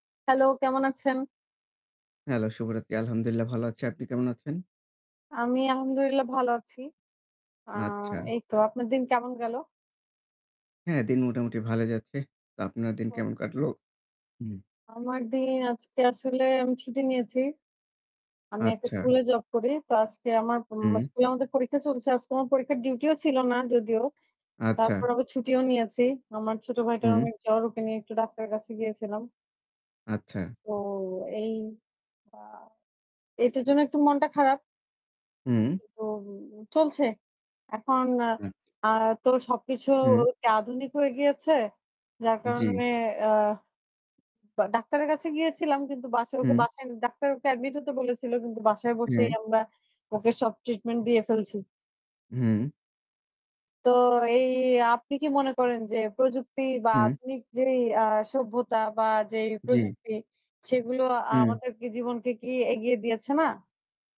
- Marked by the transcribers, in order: static; distorted speech
- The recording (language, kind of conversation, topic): Bengali, unstructured, আপনার সবচেয়ে পছন্দের প্রযুক্তিগত উদ্ভাবন কোনটি?